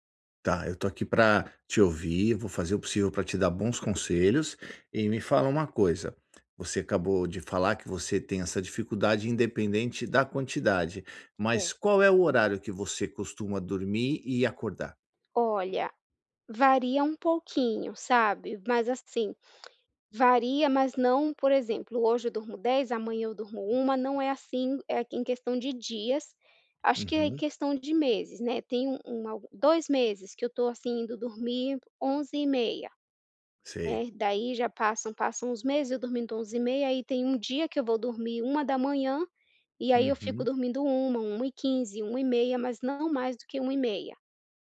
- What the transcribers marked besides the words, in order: none
- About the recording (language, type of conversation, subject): Portuguese, advice, Como posso me sentir mais disposto ao acordar todas as manhãs?